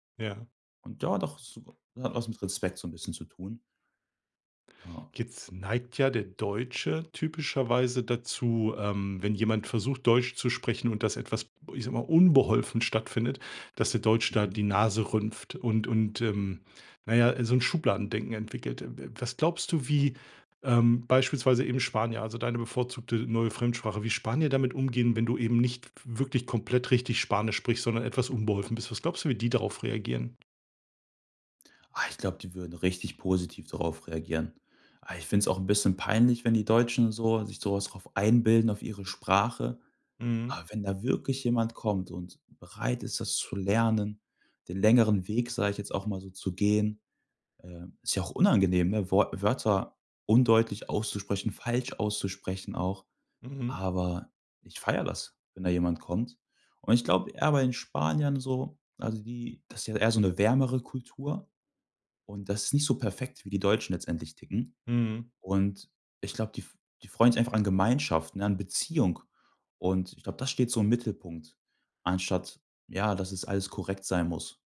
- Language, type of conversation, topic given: German, podcast, Was würdest du jetzt gern noch lernen und warum?
- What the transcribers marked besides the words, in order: other noise; other background noise; stressed: "wirklich"